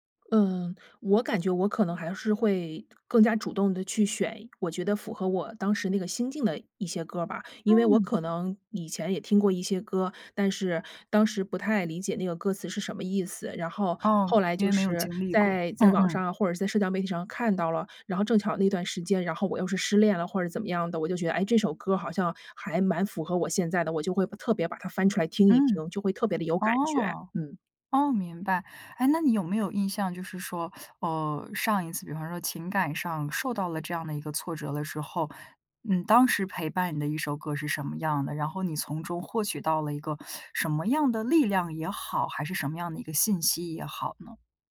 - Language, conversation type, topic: Chinese, podcast, 失恋后你会把歌单彻底换掉吗？
- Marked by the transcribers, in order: none